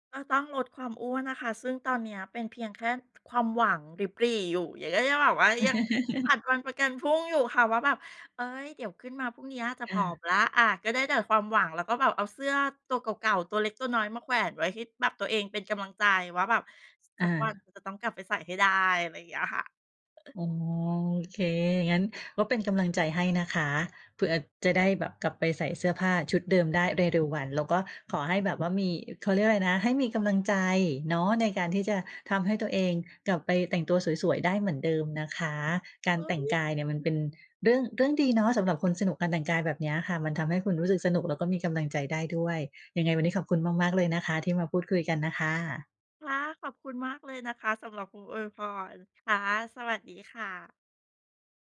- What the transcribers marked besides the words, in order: "เดี๋ยวก็จะ" said as "เยวย่อยะ"; chuckle; chuckle; other background noise
- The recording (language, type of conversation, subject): Thai, podcast, สไตล์การแต่งตัวที่ทำให้คุณรู้สึกว่าเป็นตัวเองเป็นแบบไหน?